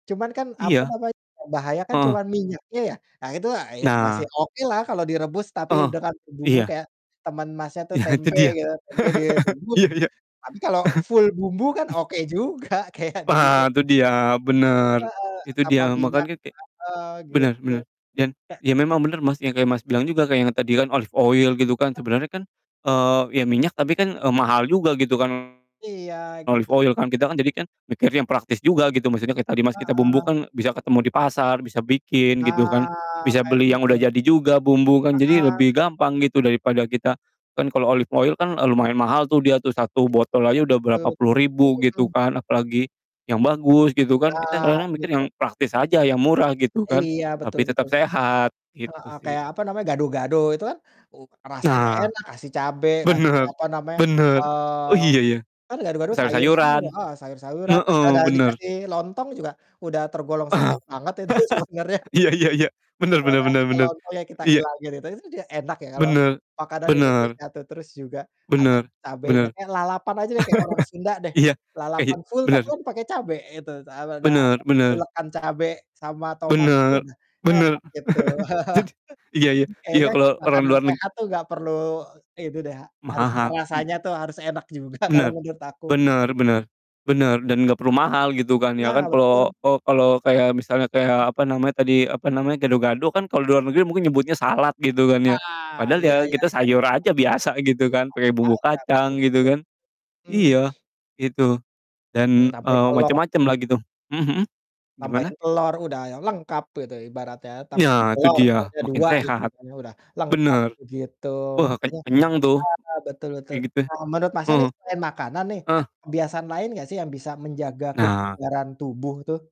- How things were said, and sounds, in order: distorted speech; laughing while speaking: "Iya"; laugh; in English: "full"; chuckle; other noise; laughing while speaking: "juga, kayak"; laugh; laughing while speaking: "itu sebenarnya"; laugh; in English: "full"; chuckle; chuckle; laughing while speaking: "juga"; other background noise
- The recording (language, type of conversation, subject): Indonesian, unstructured, Bagaimana pola makan memengaruhi kebugaran tubuh?
- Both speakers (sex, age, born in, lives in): male, 30-34, Indonesia, Indonesia; male, 40-44, Indonesia, Indonesia